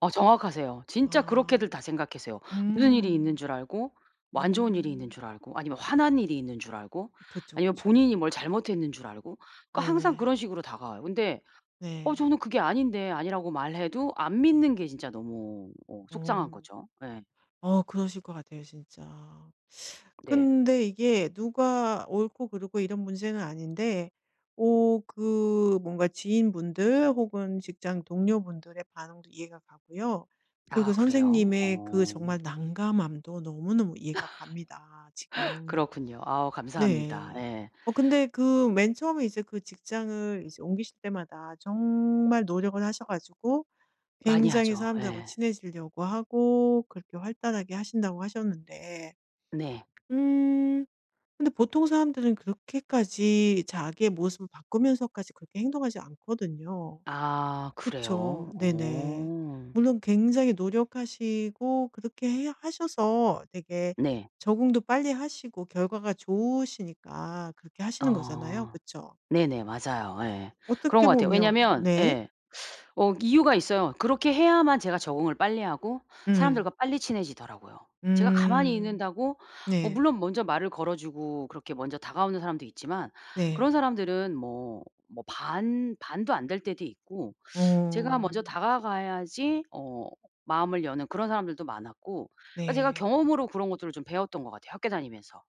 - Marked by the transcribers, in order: other background noise; laugh
- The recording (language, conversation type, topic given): Korean, advice, 내 일상 행동을 내가 되고 싶은 모습과 꾸준히 일치시키려면 어떻게 해야 할까요?